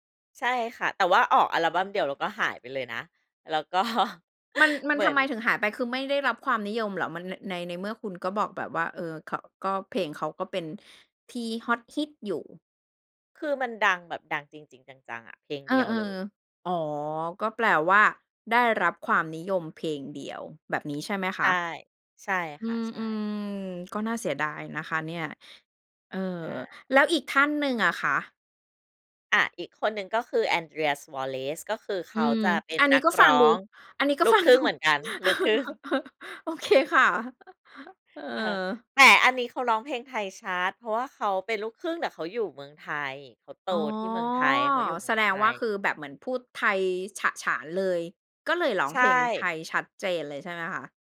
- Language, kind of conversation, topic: Thai, podcast, คุณยังจำเพลงแรกที่คุณชอบได้ไหม?
- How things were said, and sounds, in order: laughing while speaking: "ก็"; tapping; laughing while speaking: "ฟังดู โอเคค่ะ"; chuckle